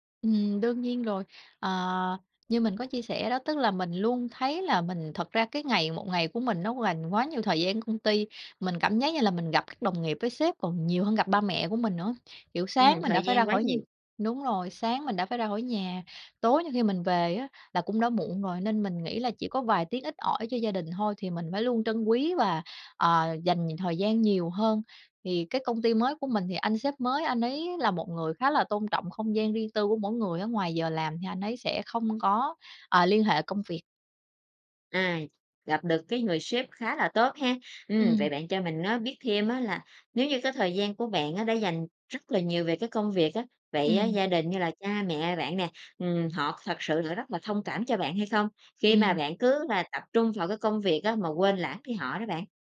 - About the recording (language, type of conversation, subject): Vietnamese, podcast, Bạn cân bằng giữa gia đình và công việc ra sao khi phải đưa ra lựa chọn?
- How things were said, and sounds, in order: tapping; other background noise